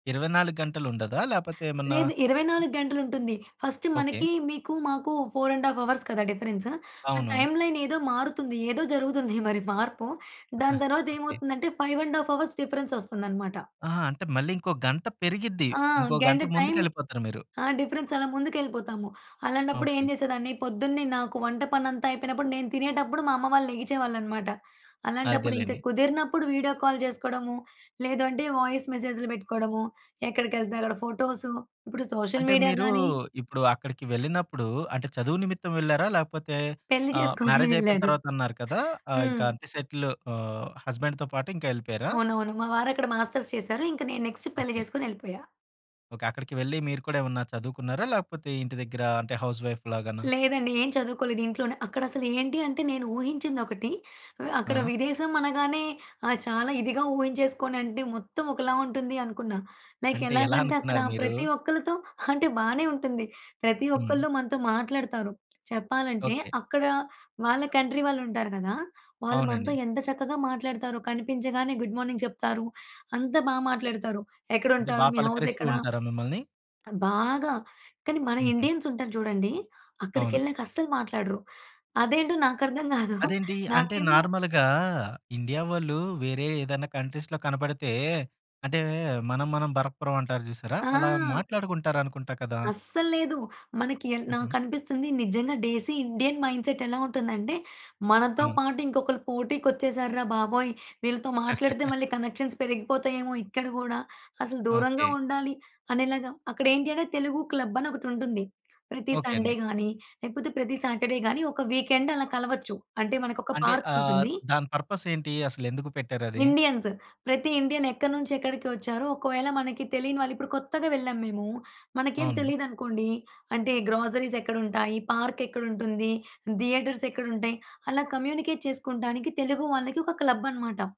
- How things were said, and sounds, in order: in English: "ఫస్ట్"; in English: "ఫోర్ అండ్ హాఫ్ అవర్స్"; in English: "డిఫరెన్స్"; in English: "టైమ్‌లై‌న్"; giggle; in English: "ఫైవ్ అండ్ హాఫ్ అవర్స్"; in English: "కాల్"; in English: "వాయిస్"; in English: "సోషల్ మీడియా"; giggle; other background noise; in English: "హస్బాండ్‌తో"; in English: "మాస్టర్స్"; in English: "నెక్స్ట్"; in English: "హౌస్ వైఫ్"; in English: "లైక్"; tapping; in English: "కంట్రీ"; in English: "గుడ్ మార్నింగ్"; giggle; in English: "నార్మల్‌గా"; in English: "కంట్రీస్‌లో"; in English: "డేసీ ఇండియన్ మైండ్సెట్"; chuckle; in English: "కనెక్షన్"; in English: "క్లబని"; in English: "సండే"; in English: "సాటర్‌డే"; in English: "వీకెండ్"; in English: "కమ్యూనికేట్"
- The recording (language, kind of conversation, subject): Telugu, podcast, విదేశంలో ఉన్నప్పుడు కుటుంబం, స్నేహితులతో ఎప్పుడూ సన్నిహితంగా ఉండేందుకు మీరు ఏ సూచనలు పాటిస్తారు?